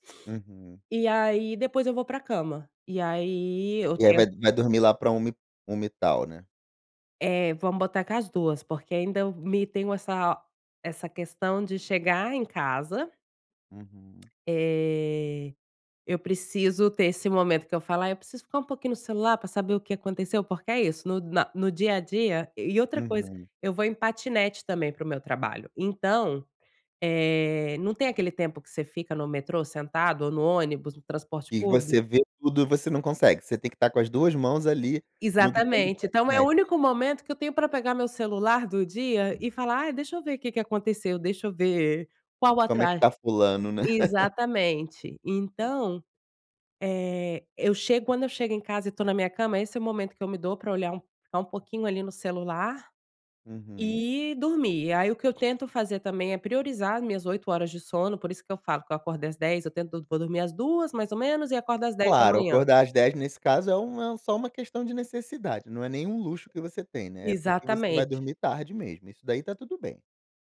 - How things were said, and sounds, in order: laugh
- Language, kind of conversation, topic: Portuguese, advice, Como posso lidar com a sobrecarga de tarefas e a falta de tempo para trabalho concentrado?